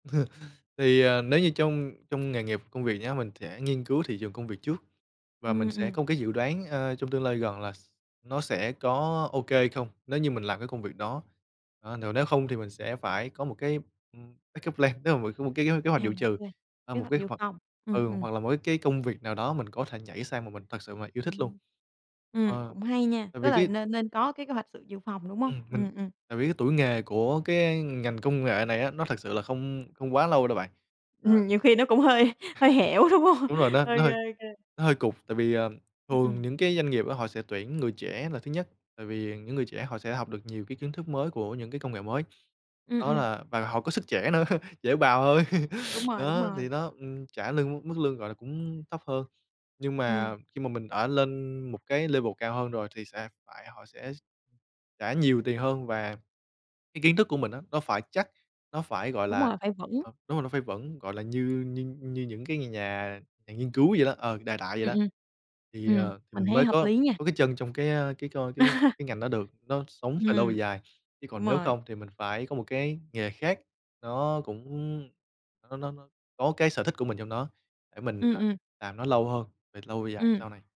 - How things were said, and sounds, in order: chuckle; other background noise; tapping; in English: "backup plan"; chuckle; laughing while speaking: "đúng hông?"; chuckle; in English: "level"; chuckle
- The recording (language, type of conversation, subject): Vietnamese, podcast, Bạn làm thế nào để biết mình đang đi đúng hướng?